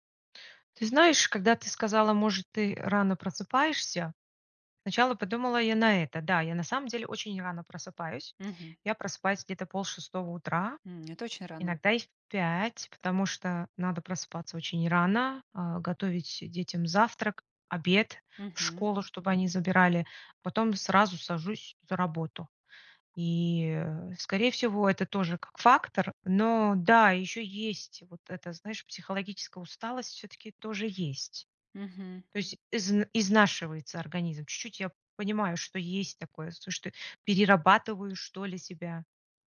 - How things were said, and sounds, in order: tapping
- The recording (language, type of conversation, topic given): Russian, advice, Как перестать чувствовать вину за пропуски тренировок из-за усталости?